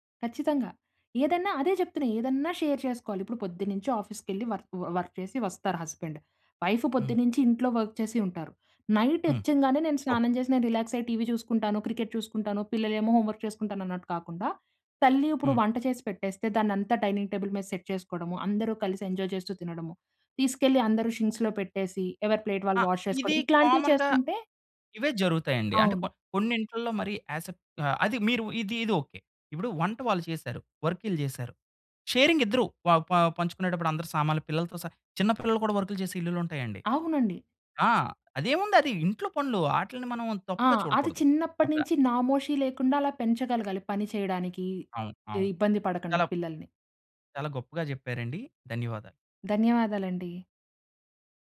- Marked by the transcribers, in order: in English: "షేర్"; in English: "ఆఫీస్‌కి"; in English: "వర్క్ వర్క్"; in English: "హస్బాండ్. వైఫ్"; in English: "వర్క్"; in English: "నైట్"; in English: "రిలాక్స్"; in English: "టీవీ"; in English: "క్రికెట్"; in English: "హోమ్ వర్క్"; in English: "డైనింగ్ టేబుల్"; in English: "సెట్"; in English: "ఎంజాయ్"; in English: "షింక్స్‌లో"; in English: "ప్లేట్"; in English: "వాష్"; in English: "కామన్‌గా"; in English: "వర్క్"; in English: "షేరింగ్"; other noise
- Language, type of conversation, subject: Telugu, podcast, మీ ఇంట్లో ఇంటిపనులు ఎలా పంచుకుంటారు?